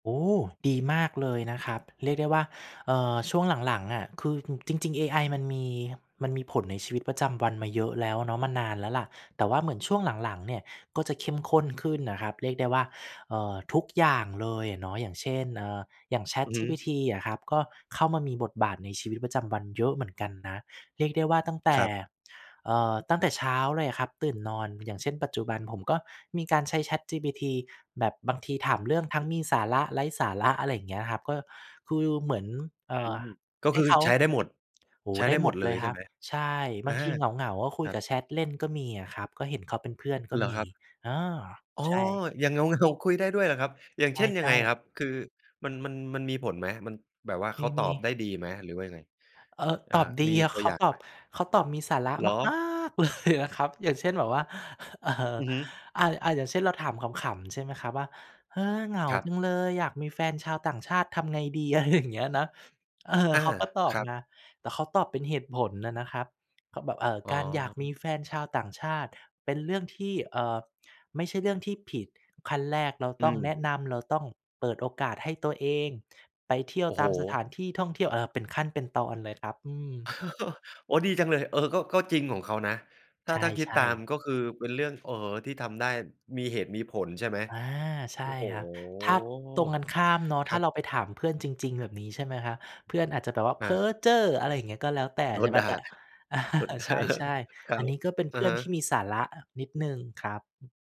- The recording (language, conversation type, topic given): Thai, podcast, คุณคิดอย่างไรเกี่ยวกับการใช้ปัญญาประดิษฐ์ในการทำงานประจำวัน?
- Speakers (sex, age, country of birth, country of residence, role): male, 35-39, Thailand, Thailand, guest; male, 35-39, Thailand, Thailand, host
- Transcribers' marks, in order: tapping; other background noise; stressed: "มาก"; chuckle; chuckle; drawn out: "โอ้โฮ !"; chuckle; laughing while speaking: "อา"